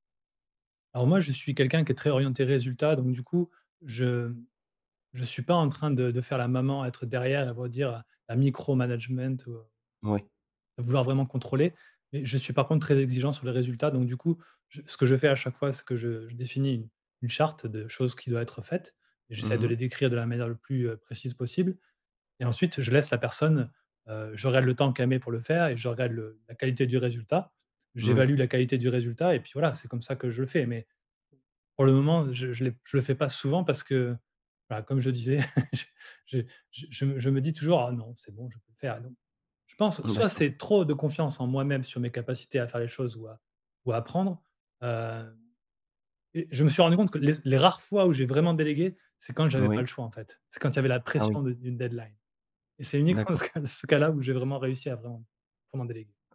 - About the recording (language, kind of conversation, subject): French, advice, Comment surmonter mon hésitation à déléguer des responsabilités clés par manque de confiance ?
- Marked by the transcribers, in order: laugh; laughing while speaking: "ce cas"